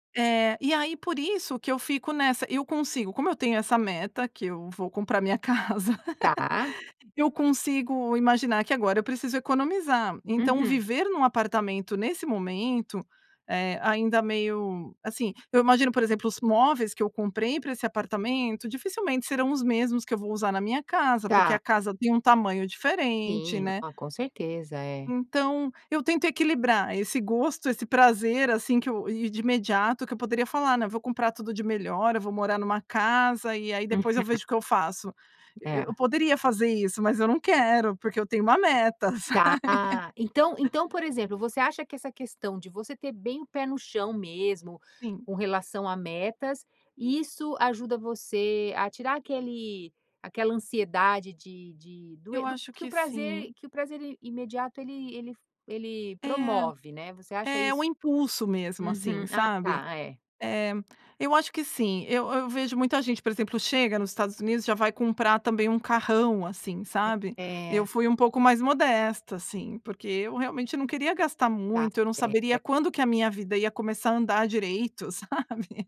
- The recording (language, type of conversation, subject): Portuguese, podcast, Como equilibrar o prazer imediato com metas de longo prazo?
- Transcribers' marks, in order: laugh; laughing while speaking: "sabe"; laugh; laughing while speaking: "sabe"